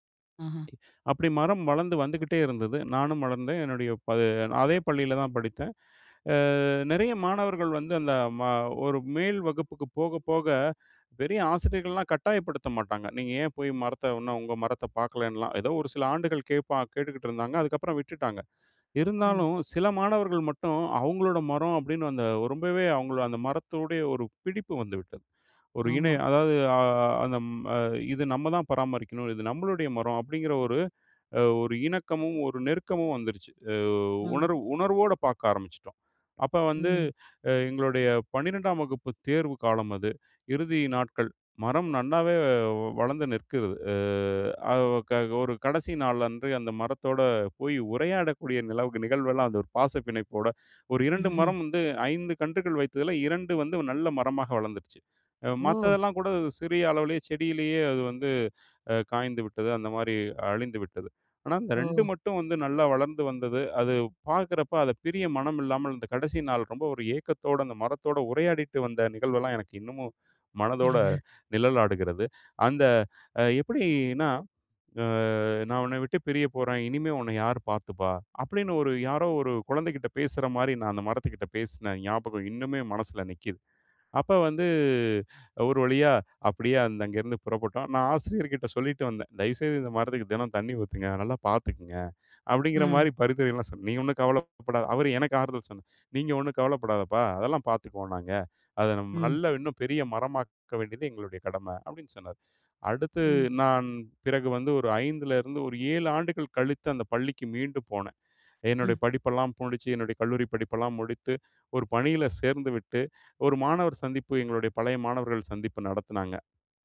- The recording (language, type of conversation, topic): Tamil, podcast, ஒரு மரம் நீண்ட காலம் வளர்ந்து நிலைத்து நிற்பதில் இருந்து நாம் என்ன பாடம் கற்றுக்கொள்ளலாம்?
- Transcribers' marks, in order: other background noise; "நல்லாவே" said as "நன்னாவே"; chuckle; chuckle